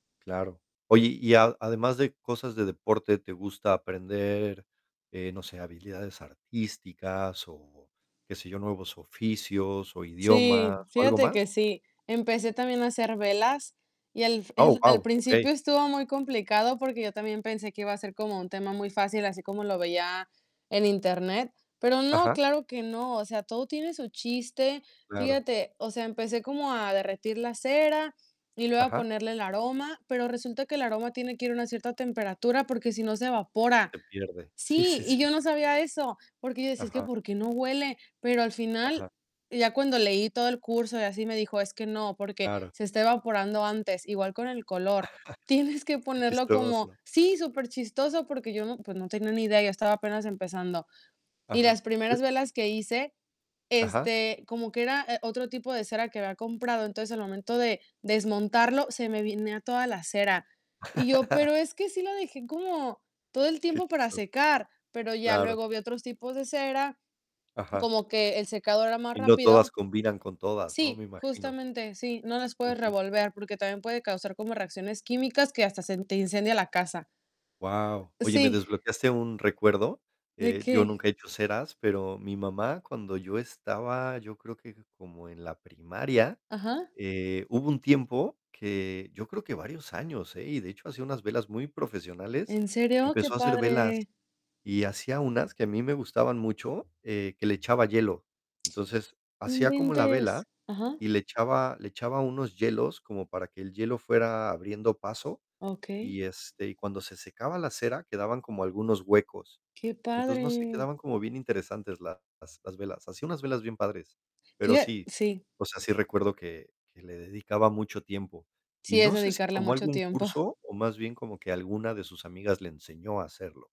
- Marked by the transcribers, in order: static; laughing while speaking: "Sí, sí, sí"; laugh; laughing while speaking: "tienes"; other noise; laugh; mechanical hum; other background noise; tapping; laughing while speaking: "tiempo"
- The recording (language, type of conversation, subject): Spanish, unstructured, ¿Cuál es la parte más divertida de aprender algo nuevo?